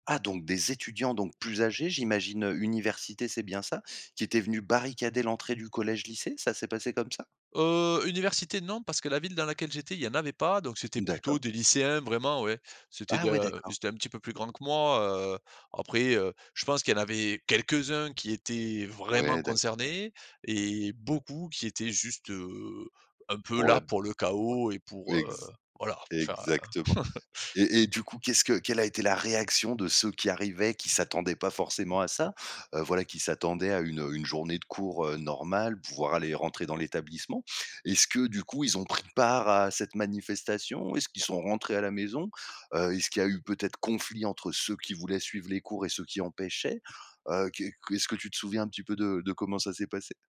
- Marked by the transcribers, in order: stressed: "quelques-uns"; chuckle; stressed: "conflit"
- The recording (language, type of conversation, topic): French, podcast, As-tu déjà été bloqué à cause d’une grève ou d’une manifestation ?
- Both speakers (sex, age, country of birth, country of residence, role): male, 30-34, France, France, host; male, 35-39, France, France, guest